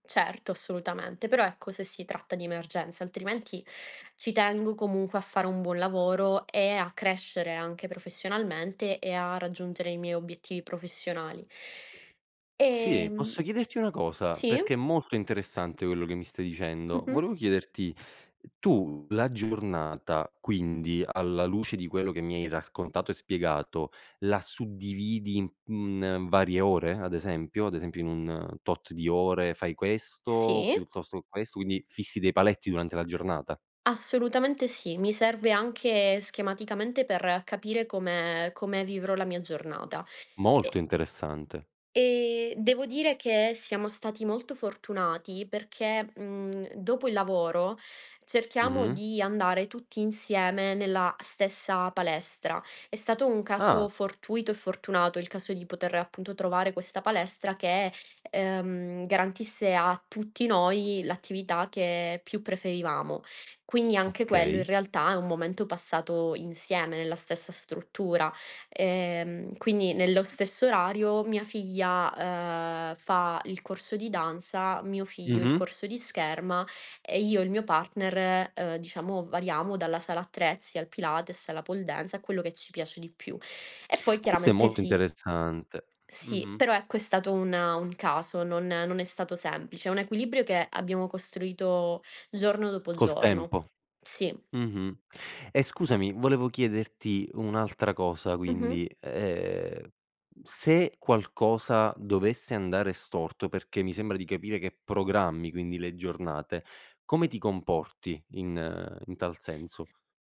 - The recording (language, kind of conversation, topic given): Italian, podcast, Come bilanci lavoro e vita familiare nelle giornate piene?
- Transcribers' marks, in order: "raccontato" said as "rascontato"